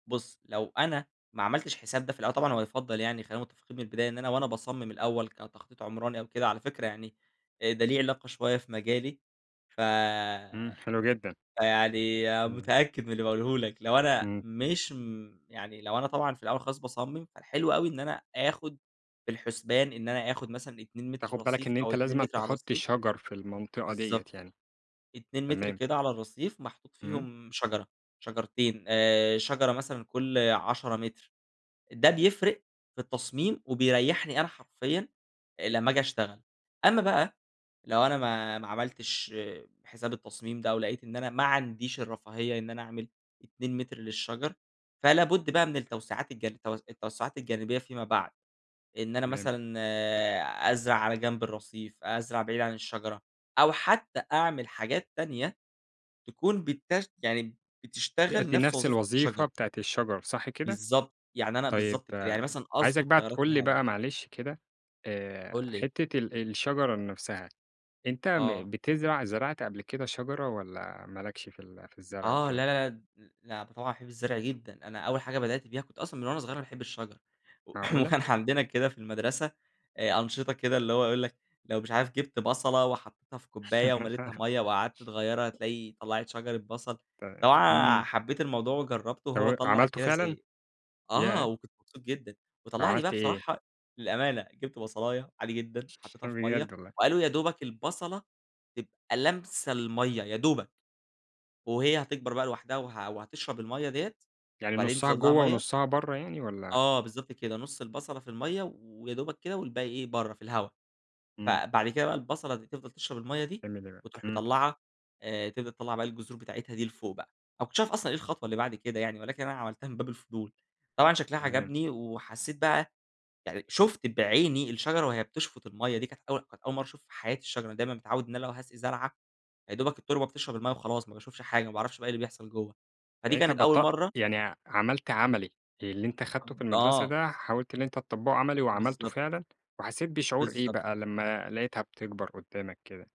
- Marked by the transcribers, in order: laughing while speaking: "وكان عندنا كده"; laugh; other background noise
- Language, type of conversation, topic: Arabic, podcast, قد إيه الشجر مهمّ لينا في المدينة في رأيك؟